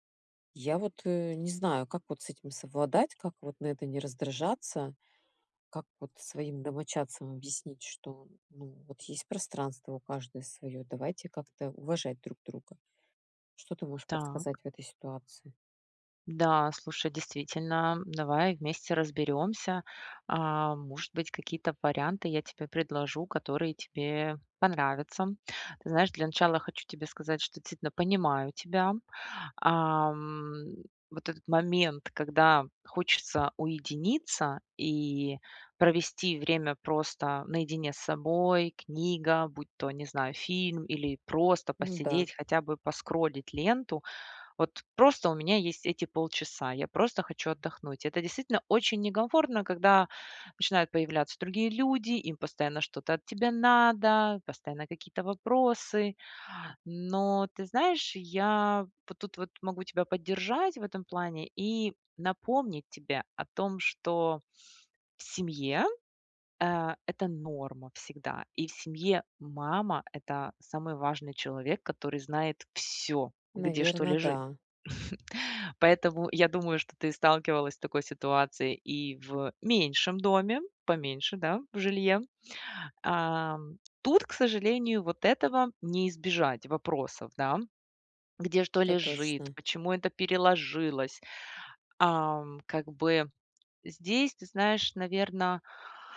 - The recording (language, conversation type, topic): Russian, advice, Как договориться о границах и правилах совместного пользования общей рабочей зоной?
- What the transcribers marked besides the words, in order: chuckle